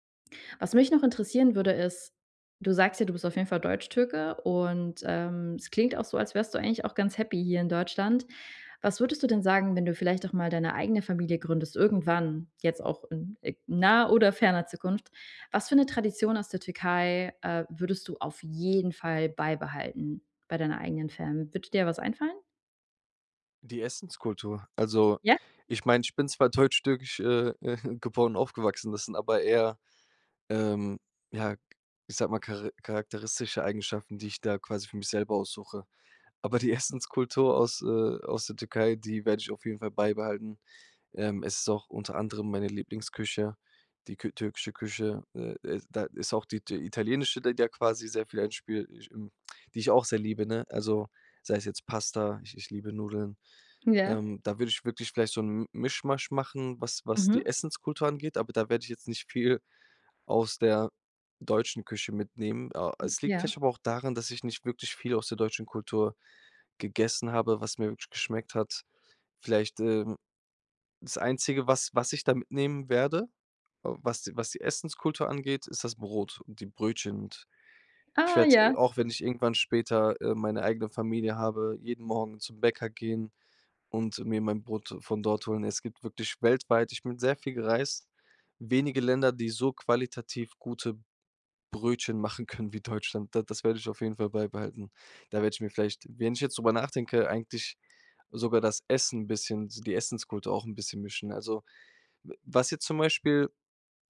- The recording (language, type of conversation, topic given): German, podcast, Wie entscheidest du, welche Traditionen du beibehältst und welche du aufgibst?
- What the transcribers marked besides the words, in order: stressed: "jeden"; put-on voice: "Fam"; chuckle; other background noise; laughing while speaking: "Essenskultur"; other noise